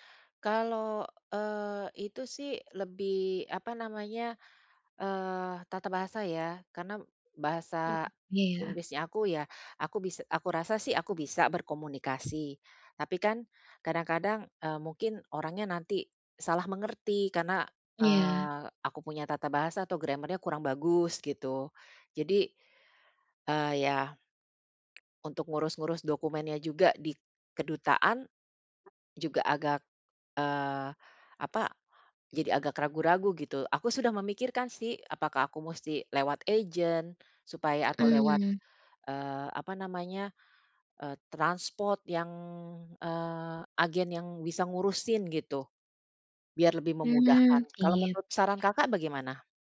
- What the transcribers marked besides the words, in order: in English: "grammar-nya"; tapping; other background noise
- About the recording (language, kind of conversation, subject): Indonesian, advice, Apa saja masalah administrasi dan dokumen kepindahan yang membuat Anda bingung?